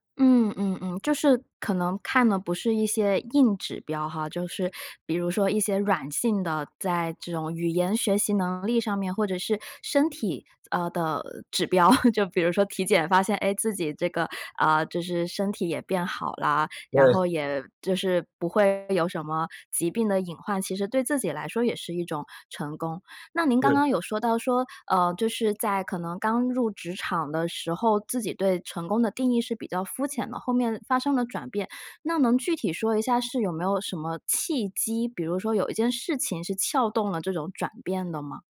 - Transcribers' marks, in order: laugh; joyful: "就比如说体检发现"
- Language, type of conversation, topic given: Chinese, podcast, 你能跟我们说说如何重新定义成功吗？
- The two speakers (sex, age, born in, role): female, 30-34, China, host; male, 50-54, China, guest